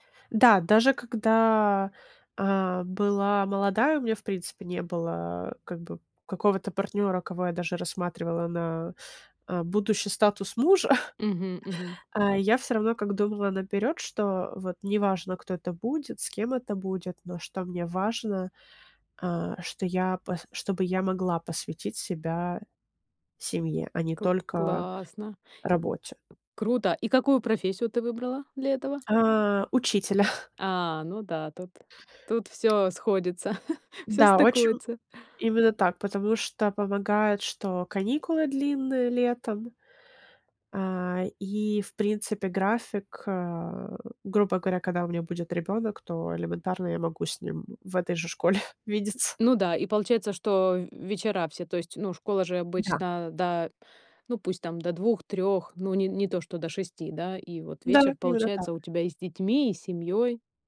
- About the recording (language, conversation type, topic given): Russian, podcast, Как вы выбираете между семьёй и карьерой?
- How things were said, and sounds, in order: tapping; chuckle; chuckle; laughing while speaking: "видеться"; other background noise